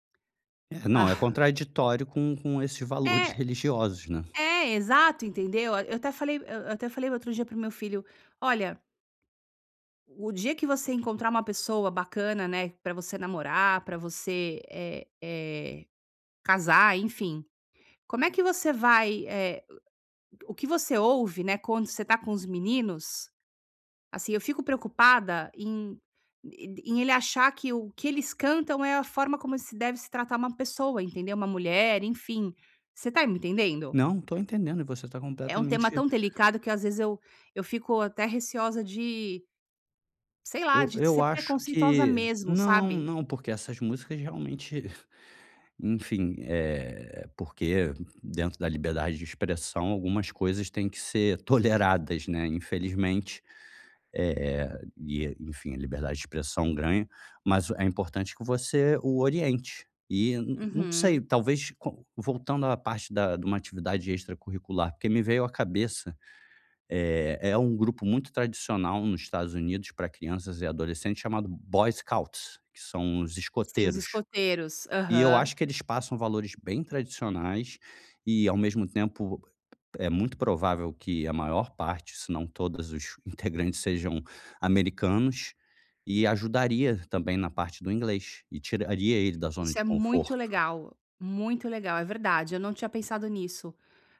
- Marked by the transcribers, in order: exhale; chuckle
- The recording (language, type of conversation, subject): Portuguese, advice, Como podemos lidar quando discordamos sobre educação e valores?